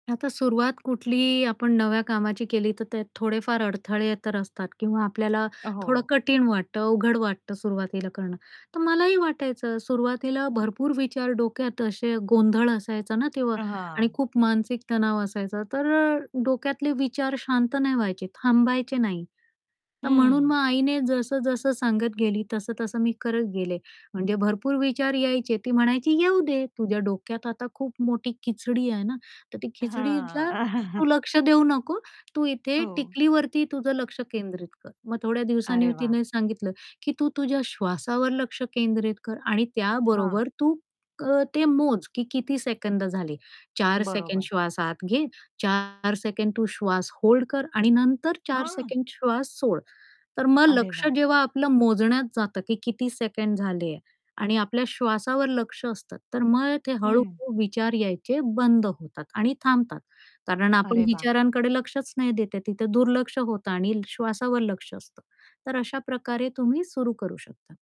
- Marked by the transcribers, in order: tapping; static; chuckle; distorted speech
- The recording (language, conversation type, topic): Marathi, podcast, रोज ध्यान केल्यामुळे तुमच्या आयुष्यात कोणते बदल जाणवले आहेत?